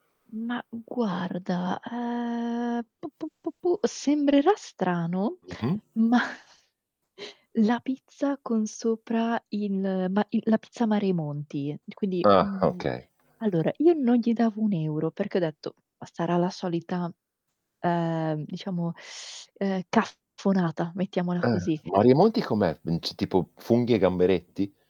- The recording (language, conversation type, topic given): Italian, unstructured, Qual è il peggior piatto che ti abbiano mai servito?
- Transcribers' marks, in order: static; laughing while speaking: "ma"; tapping; teeth sucking; "cafonata" said as "caffonata"